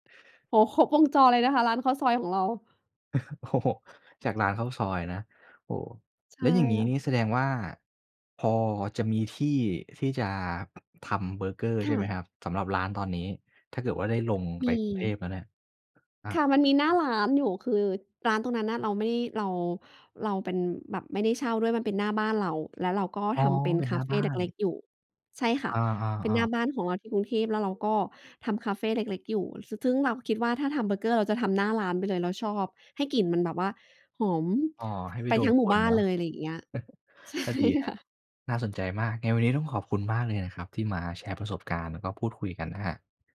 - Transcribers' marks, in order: laughing while speaking: "โอ้โฮ"; chuckle; laughing while speaking: "ใช่ค่ะ"
- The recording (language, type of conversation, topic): Thai, podcast, มีกลิ่นหรือรสอะไรที่ทำให้คุณนึกถึงบ้านขึ้นมาทันทีบ้างไหม?